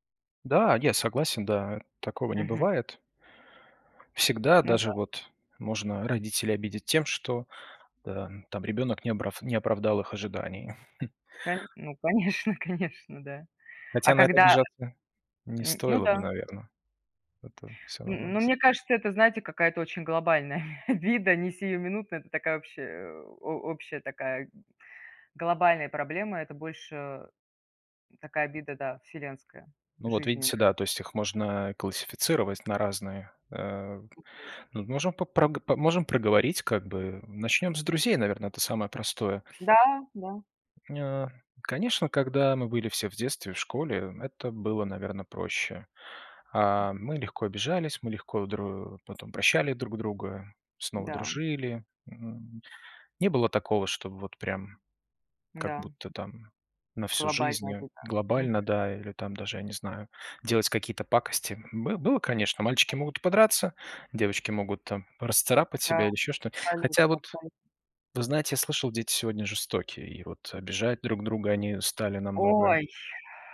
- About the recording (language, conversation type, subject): Russian, unstructured, Как разрешать конфликты так, чтобы не обидеть друг друга?
- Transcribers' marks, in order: tapping; chuckle; laughing while speaking: "конечно"; other background noise; chuckle